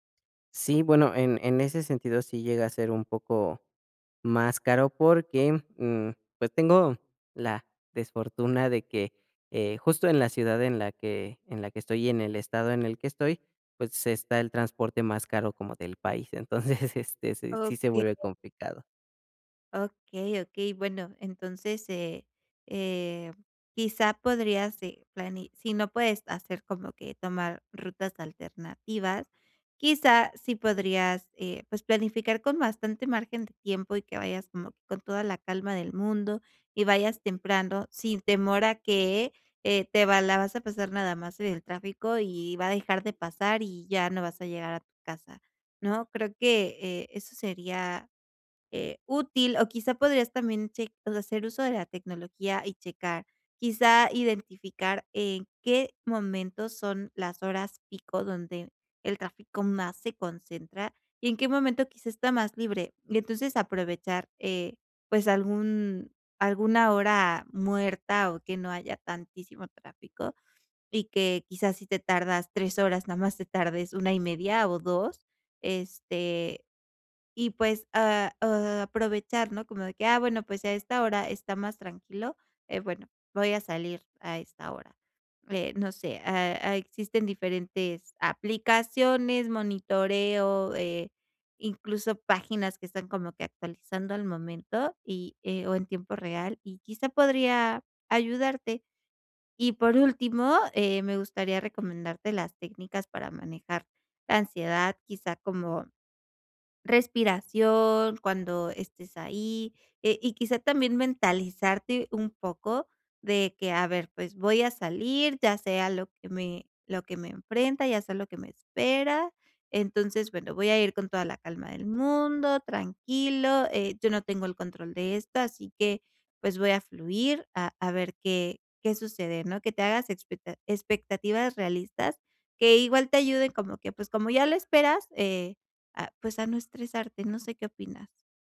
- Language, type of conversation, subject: Spanish, advice, ¿Cómo puedo reducir el estrés durante los desplazamientos y las conexiones?
- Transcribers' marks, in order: chuckle